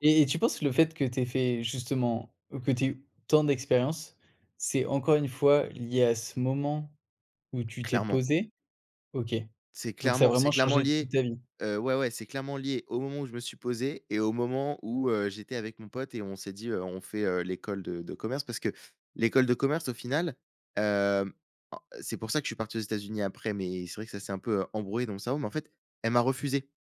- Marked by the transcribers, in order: tapping; other background noise
- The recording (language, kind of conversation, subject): French, podcast, Peux-tu raconter une rencontre fortuite qui a changé ta vie ?
- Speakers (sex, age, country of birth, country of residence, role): male, 20-24, France, France, guest; male, 30-34, France, France, host